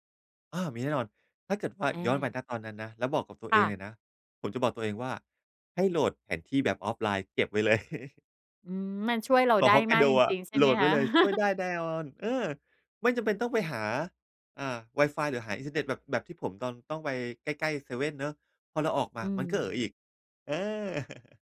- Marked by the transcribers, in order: chuckle; laugh; chuckle
- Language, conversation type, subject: Thai, podcast, เคยหลงทางแล้วไม่รู้ว่าควรทำอย่างไรบ้างไหม?